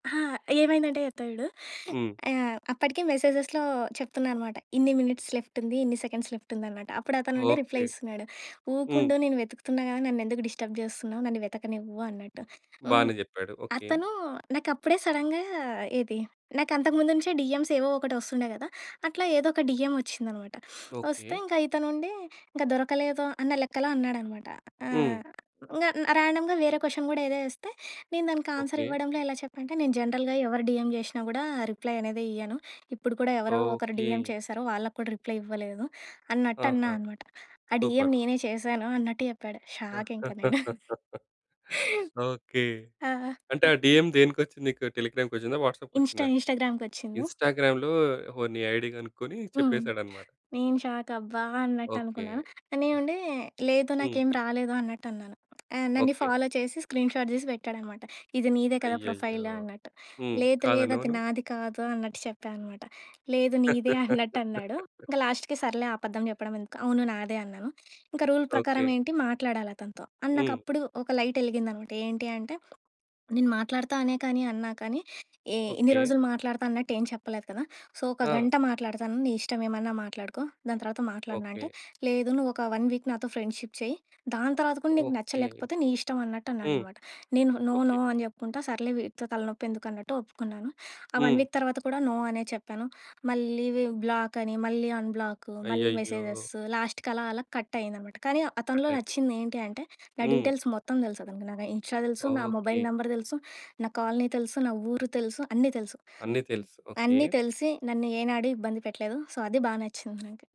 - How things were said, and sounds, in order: in English: "మెసేజెస్‌లో"; in English: "మినిట్స్ లెఫ్ట్"; in English: "సెకండ్స్ లెఫ్ట్"; in English: "రిప్లై"; in English: "డిస్టర్బ్"; in English: "సడెన్‌గా"; in English: "డీఎమ్స్"; in English: "డీఎం"; sniff; in English: "ర్యాండమ్‌గా"; in English: "క్వశ్చన్"; in English: "ఆన్స్‌ర్"; in English: "జనరల్‌గా"; in English: "డీఎం"; in English: "రిప్లై"; in English: "డీఎం"; in English: "రిప్లై"; in English: "సూపర్"; in English: "డీఎం"; laugh; in English: "షాక్"; chuckle; other background noise; in English: "డీఎం"; unintelligible speech; in English: "ఇన్‌స్టాగ్రామ్‌లో"; in English: "ఇన్‌స్టా"; in English: "ఐడీ"; in English: "షాక్"; tapping; in English: "ఫాలో"; in English: "స్క్రీన్‌షాట్"; in English: "లాస్ట్‌కి"; laugh; in English: "రూల్"; in English: "అండ్"; in English: "లైట్"; in English: "సో"; in English: "వన్ వీక్"; in English: "ఫ్రెండ్‌షిప్"; in English: "నో. నో"; in English: "వన్ వీక్"; in English: "నో"; in English: "బ్లాక్"; in English: "కట్"; in English: "కట్"; in English: "డీటెయిల్స్"; in English: "ఇన్‌స్టా"; in English: "మొబైల్ నంబర్"; in English: "సో"
- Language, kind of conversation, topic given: Telugu, podcast, ఆన్‌లైన్‌లో పరిమితులు పెట్టుకోవడం మీకు ఎలా సులభమవుతుంది?